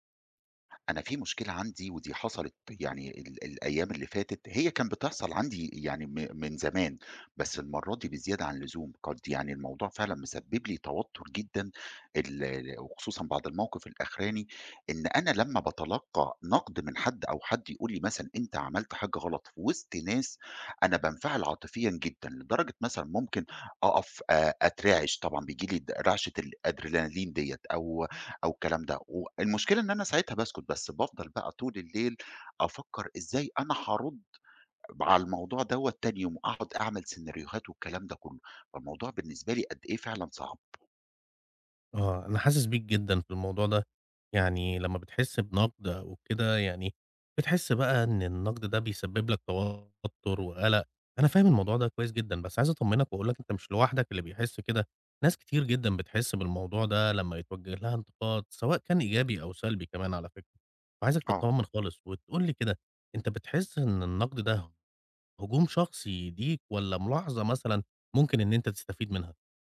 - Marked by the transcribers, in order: "الAdrenaline" said as "الأدرلالين"
- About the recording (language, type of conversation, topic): Arabic, advice, إزاي حسّيت بعد ما حد انتقدك جامد وخلاك تتأثر عاطفيًا؟